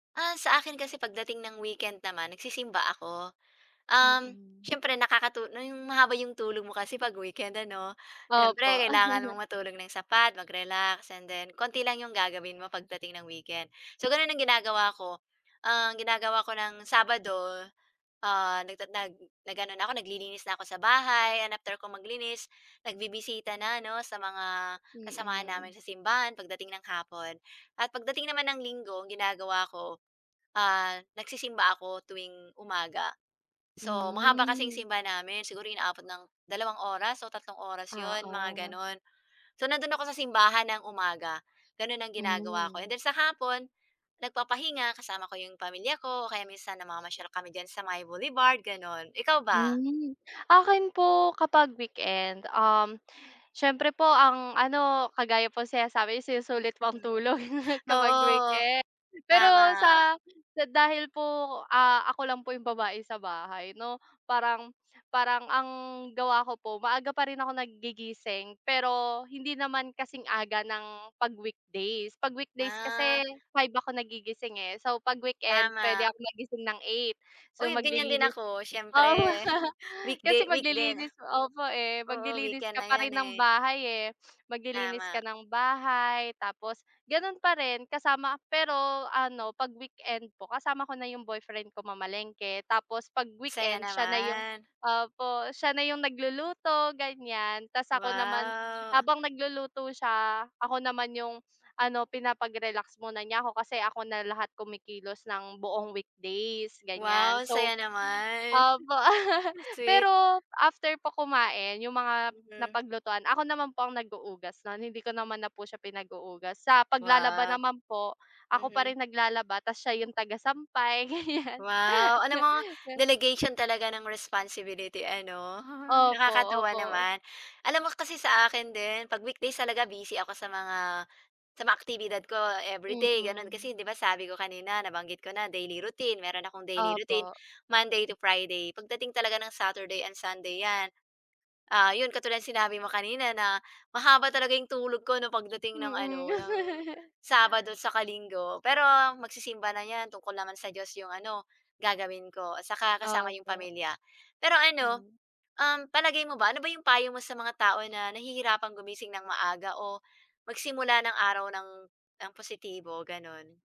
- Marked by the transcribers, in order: tapping; chuckle; bird; chuckle; chuckle; other background noise; chuckle; sniff; chuckle; "naghuhugas" said as "nag-uugas"; "pinaghuhugas" said as "pinag-uugas"; laughing while speaking: "gan'yan"; in English: "delegation"; chuckle; chuckle; chuckle
- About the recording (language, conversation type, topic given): Filipino, unstructured, Ano ang ginagawa mo tuwing umaga para masimulan nang maayos ang araw?